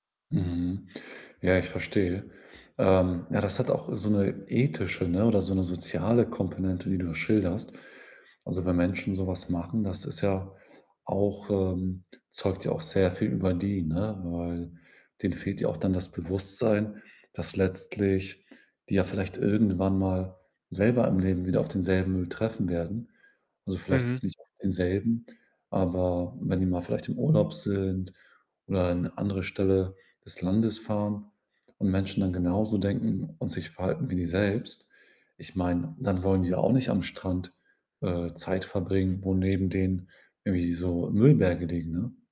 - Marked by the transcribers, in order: distorted speech; other background noise
- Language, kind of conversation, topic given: German, podcast, Wie reagierst du, wenn du in der Natur Müll entdeckst?